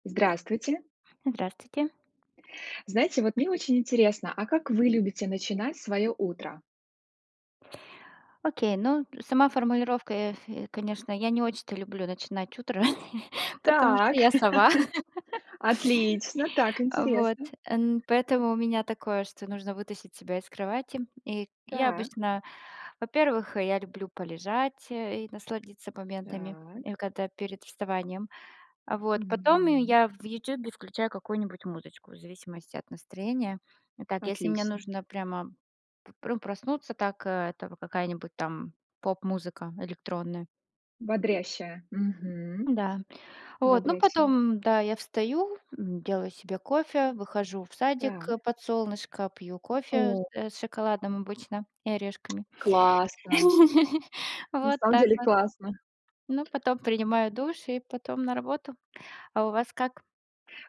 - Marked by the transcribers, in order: tapping; other background noise; chuckle; laugh; laugh
- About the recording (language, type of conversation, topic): Russian, unstructured, Как ты любишь начинать своё утро?
- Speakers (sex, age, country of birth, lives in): female, 40-44, Russia, Germany; female, 40-44, Russia, United States